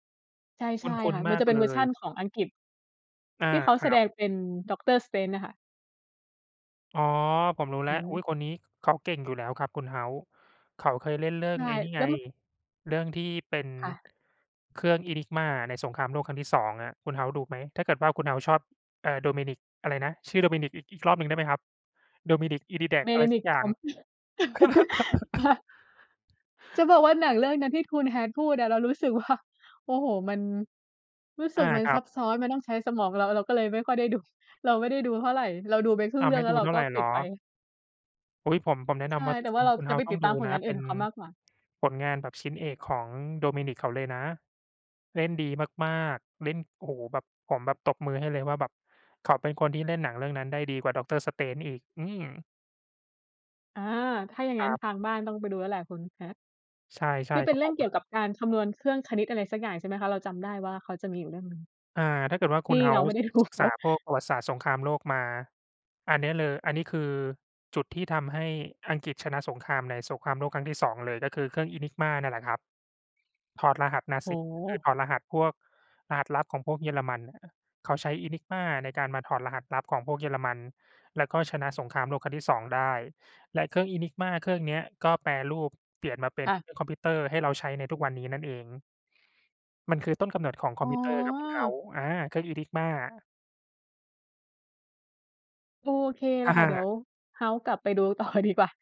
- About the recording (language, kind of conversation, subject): Thai, unstructured, ถ้าคุณต้องแนะนำหนังสักเรื่องให้เพื่อนดู คุณจะแนะนำเรื่องอะไร?
- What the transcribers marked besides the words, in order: chuckle; laugh; laughing while speaking: "ดูเขา"